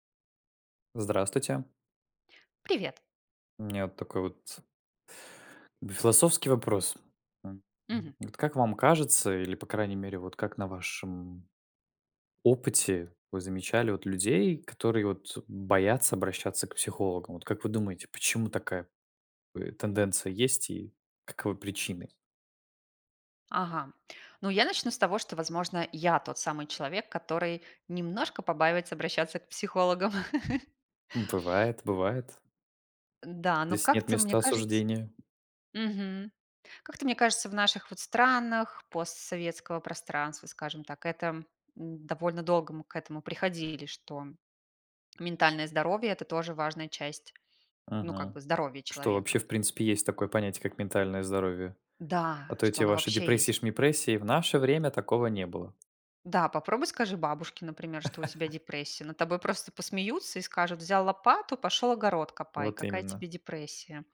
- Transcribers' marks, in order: tapping; other background noise; chuckle; swallow; anticipating: "Да"; chuckle
- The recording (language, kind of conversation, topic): Russian, unstructured, Почему многие люди боятся обращаться к психологам?